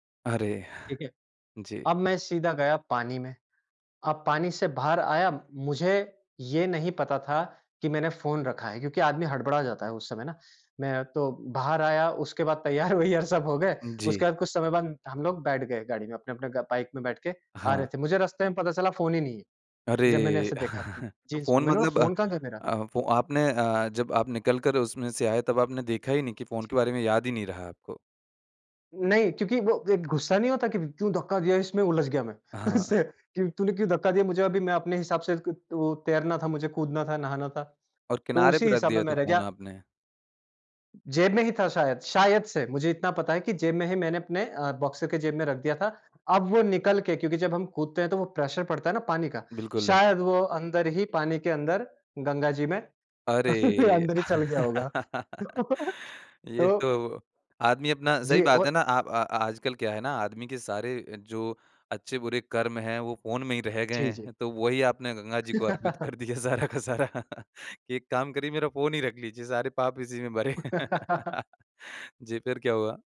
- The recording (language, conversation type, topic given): Hindi, podcast, यात्रा के दौरान आपका फोन या पैसे खोने का अनुभव कैसा रहा?
- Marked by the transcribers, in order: laughing while speaking: "तैयार-वैयार सब हो गए"; chuckle; other background noise; laughing while speaking: "उससे कि"; in English: "प्रेशर"; chuckle; laughing while speaking: "अंदर ही चल गया होगा। तो"; chuckle; laughing while speaking: "दिया सारा का सारा"; chuckle